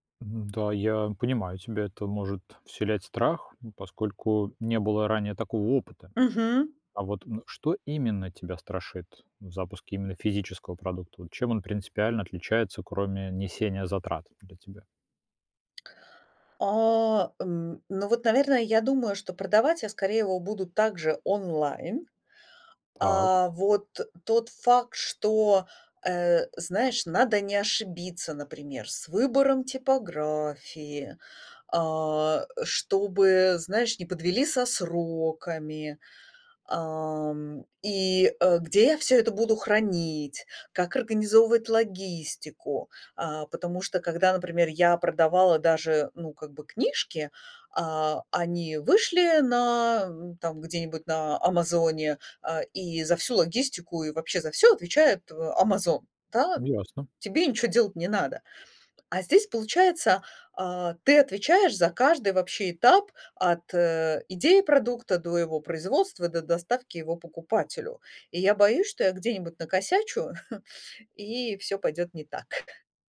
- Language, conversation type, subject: Russian, advice, Как справиться с постоянным страхом провала при запуске своего первого продукта?
- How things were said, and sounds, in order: tapping; chuckle